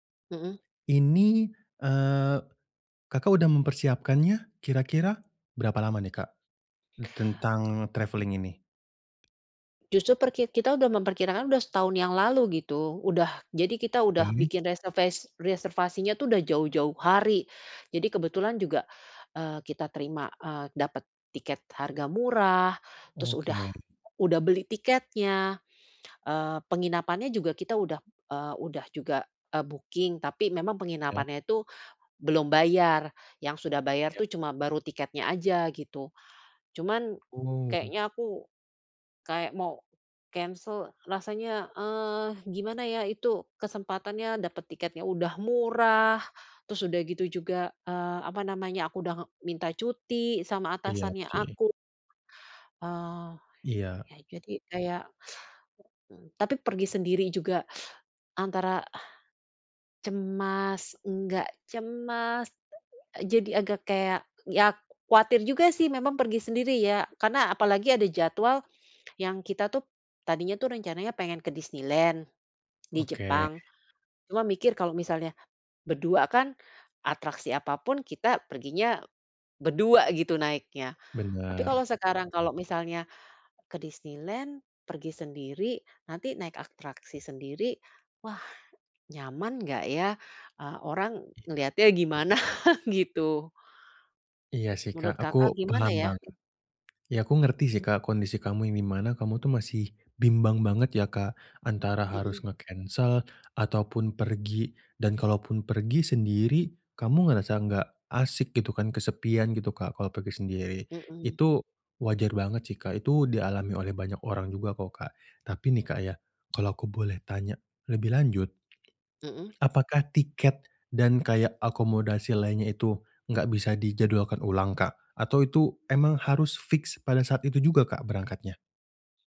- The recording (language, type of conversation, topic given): Indonesian, advice, Bagaimana saya menyesuaikan rencana perjalanan saat terjadi hal-hal tak terduga?
- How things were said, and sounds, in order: tapping; in English: "travelling"; other background noise; in English: "booking"; laughing while speaking: "gimana"; in English: "fix"